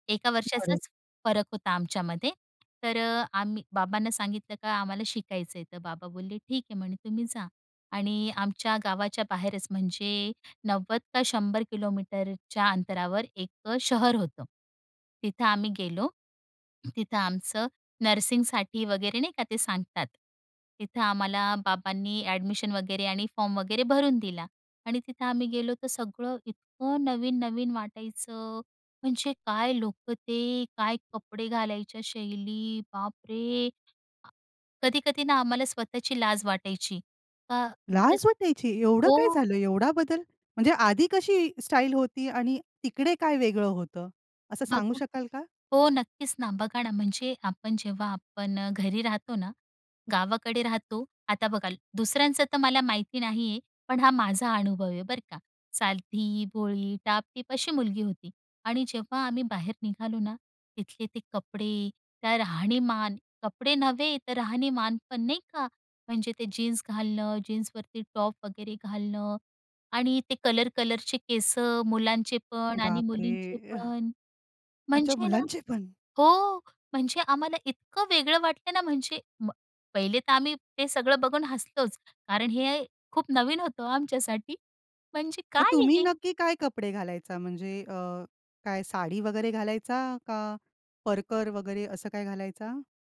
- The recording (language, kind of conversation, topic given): Marathi, podcast, तुमची वैयक्तिक शैली गेल्या काही वर्षांत कशी बदलली?
- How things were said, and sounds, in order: other background noise; tapping; other noise; surprised: "लाज वाटायची, एवढं काय झालं एवढा बदल?"; chuckle; laughing while speaking: "नवीन होतं आमच्यासाठी म्हणजे काय आहे हे"